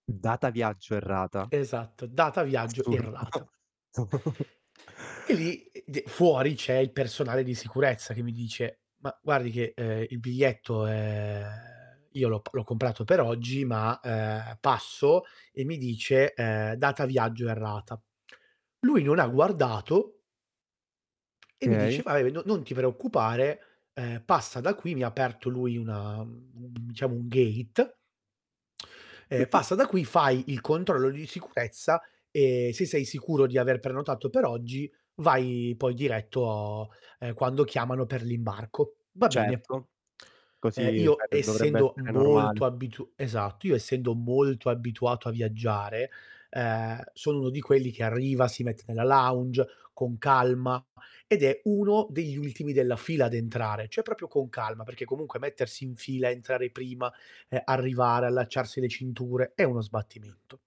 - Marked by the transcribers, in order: tapping; distorted speech; laughing while speaking: "Assurdo"; chuckle; drawn out: "è"; "Okay" said as "kay"; "Vabbè" said as "vaie"; in English: "gate"; chuckle; other background noise; "proprio" said as "propio"
- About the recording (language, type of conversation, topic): Italian, podcast, Puoi raccontarmi di un errore di viaggio che alla fine si è rivelato divertente?